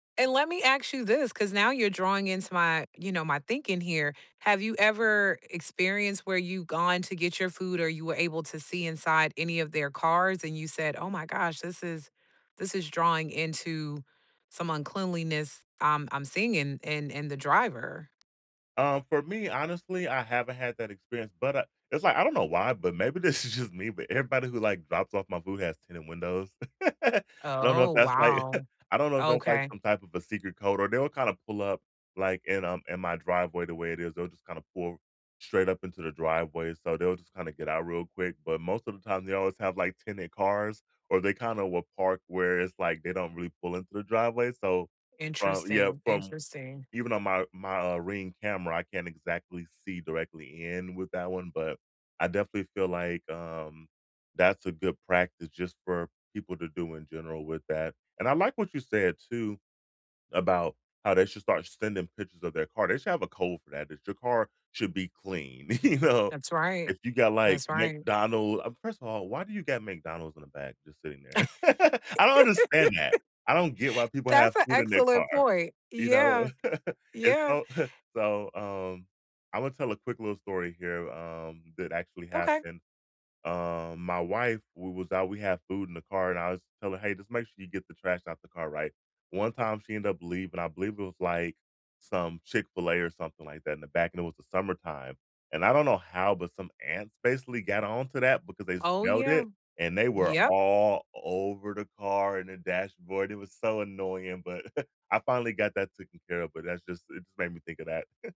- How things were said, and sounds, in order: laughing while speaking: "this is just"; giggle; chuckle; laughing while speaking: "you know?"; laugh; giggle; chuckle; scoff; chuckle; chuckle
- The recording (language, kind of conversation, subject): English, unstructured, Do you worry about getting food poisoning from takeout?
- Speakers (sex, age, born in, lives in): female, 40-44, United States, United States; male, 35-39, United States, United States